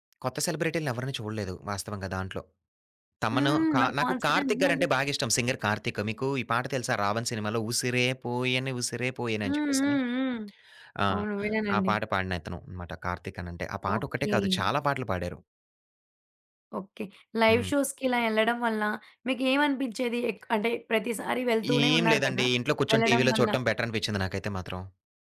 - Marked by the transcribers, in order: tapping; in English: "కాన్సెర్ట్"; in English: "సింగర్"; in English: "లైవ్ షోస్‌కిలా"
- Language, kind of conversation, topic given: Telugu, podcast, ప్రత్యక్ష కార్యక్రమానికి వెళ్లేందుకు మీరు చేసిన ప్రయాణం గురించి ఒక కథ చెప్పగలరా?